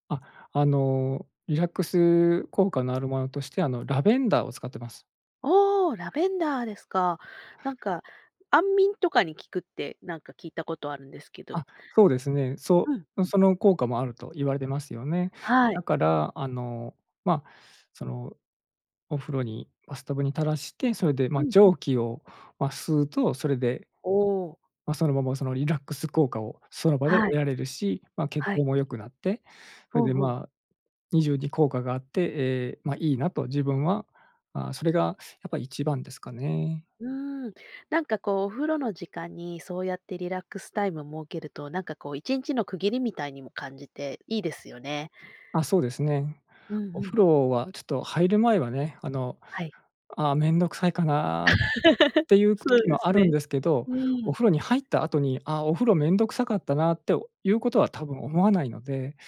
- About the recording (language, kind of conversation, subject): Japanese, podcast, ストレスがたまったとき、普段はどのように対処していますか？
- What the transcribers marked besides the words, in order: other background noise; chuckle